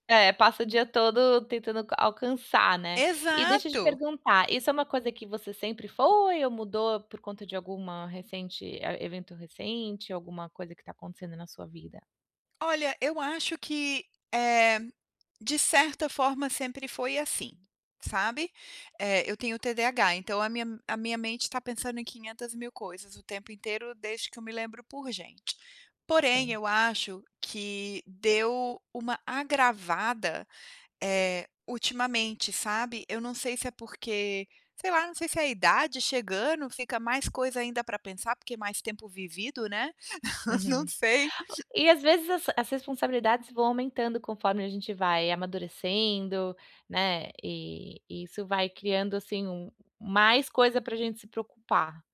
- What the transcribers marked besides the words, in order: tapping; other background noise; laugh; laughing while speaking: "Não sei"
- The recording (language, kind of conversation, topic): Portuguese, advice, Como posso me concentrar quando minha mente está muito agitada?